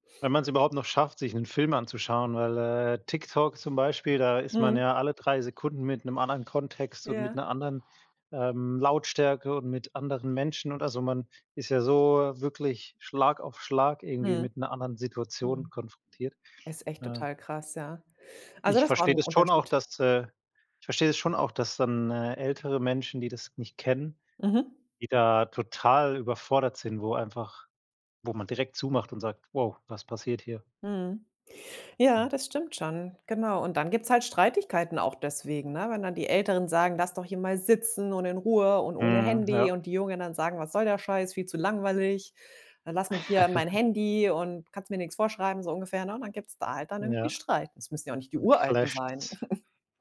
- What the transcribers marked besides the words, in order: other noise; laugh; in English: "clasht"; chuckle
- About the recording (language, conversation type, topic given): German, podcast, Was sind die größten Missverständnisse zwischen Alt und Jung in Familien?